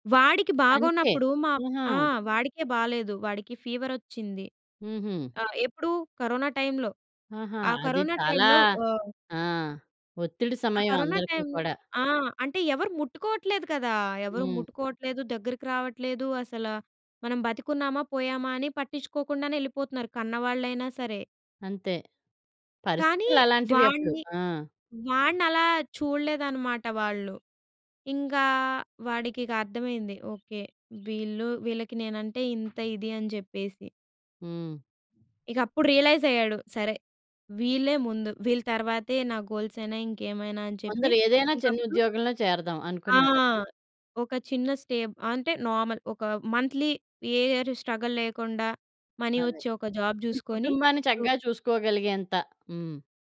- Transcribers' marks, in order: in English: "కరోనా టైమ్‌లో"; in English: "కరోనా టైమ్‌లో"; in English: "కరోనా టైమ్‌లో"; other background noise; tapping; in English: "రియలైజ్"; in English: "గోల్స్"; in English: "నార్మల్"; in English: "మంథ్లీ ఏ ఇయర్ స్ట్రగల్"; in English: "మనీ"; in English: "జాబ్"
- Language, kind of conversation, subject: Telugu, podcast, నిజం బాధ పెట్టకుండా ఎలా చెప్పాలి అని మీరు అనుకుంటారు?